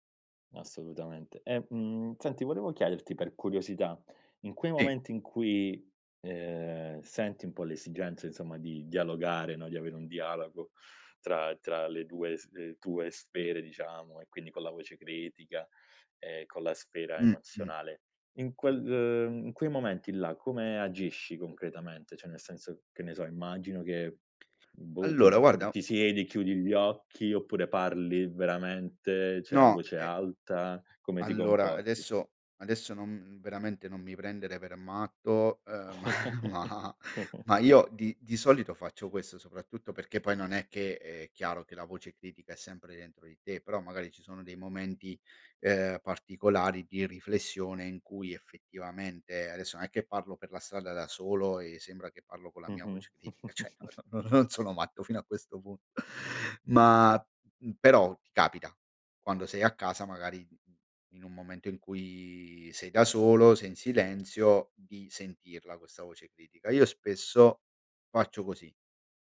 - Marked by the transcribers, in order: inhale; laughing while speaking: "ma ma"; laugh; chuckle; "cioè" said as "ceh"; laughing while speaking: "no no no, non sono matto fino"; other background noise
- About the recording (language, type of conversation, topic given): Italian, podcast, Come gestisci la voce critica dentro di te?